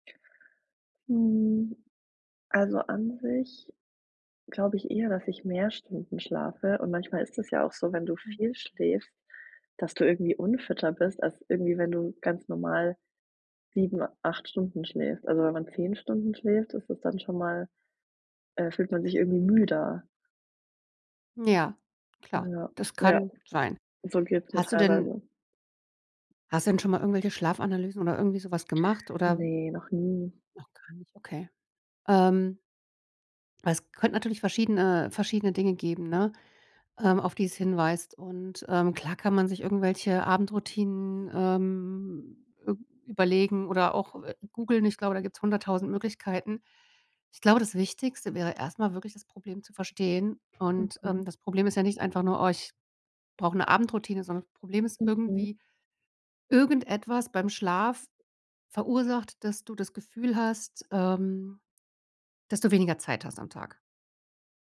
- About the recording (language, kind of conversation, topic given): German, advice, Wie kann ich meine Abendroutine so gestalten, dass ich zur Ruhe komme und erholsam schlafe?
- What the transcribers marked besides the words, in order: other background noise